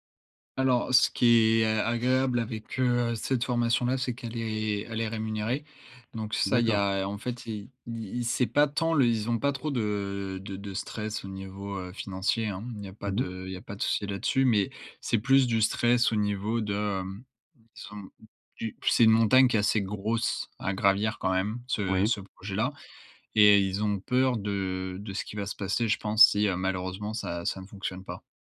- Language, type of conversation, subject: French, advice, Comment gérer la pression de choisir une carrière stable plutôt que de suivre sa passion ?
- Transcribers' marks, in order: none